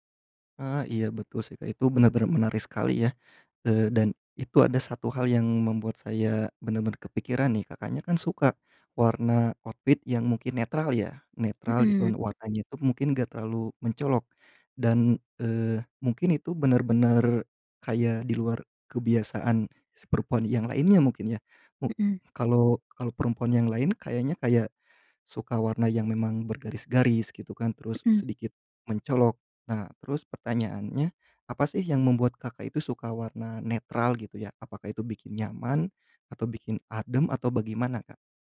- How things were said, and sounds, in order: in English: "outfit"
- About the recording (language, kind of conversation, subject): Indonesian, podcast, Bagaimana cara kamu memadupadankan pakaian untuk sehari-hari?